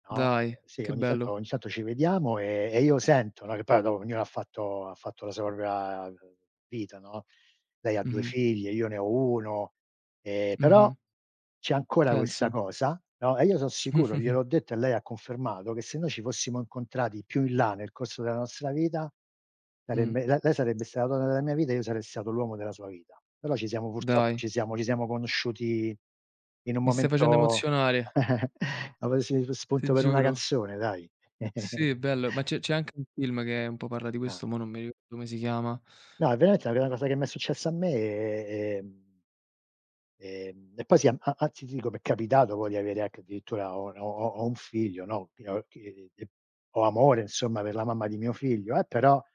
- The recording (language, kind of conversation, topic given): Italian, unstructured, Come definiresti l’amore vero?
- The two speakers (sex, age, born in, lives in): male, 25-29, Italy, Italy; male, 60-64, Italy, United States
- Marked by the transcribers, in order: "propria" said as "propia"; chuckle; chuckle; chuckle; unintelligible speech